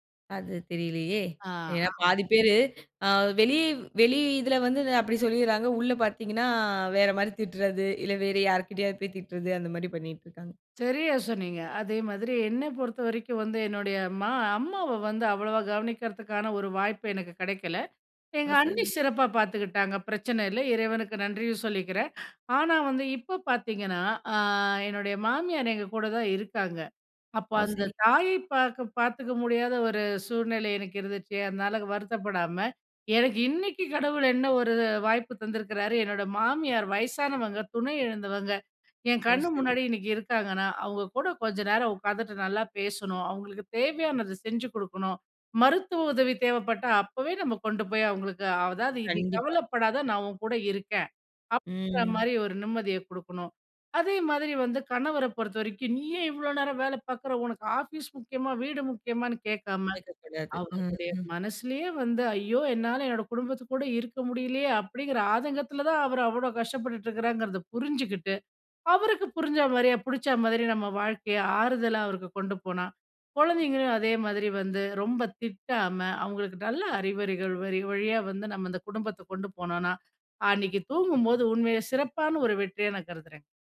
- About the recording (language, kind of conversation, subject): Tamil, podcast, பணமும் புகழும் இல்லாமலேயே அர்த்தம் கிடைக்குமா?
- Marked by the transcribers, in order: other background noise; unintelligible speech